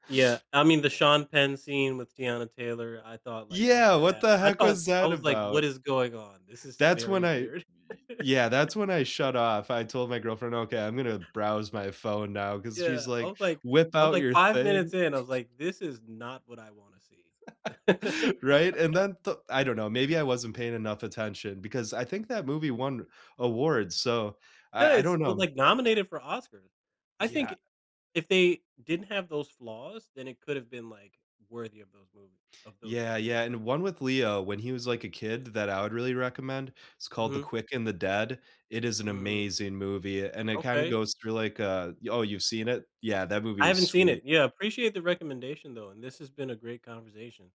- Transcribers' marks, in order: chuckle; chuckle; laugh
- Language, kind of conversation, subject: English, unstructured, What kind of movies do you enjoy watching the most?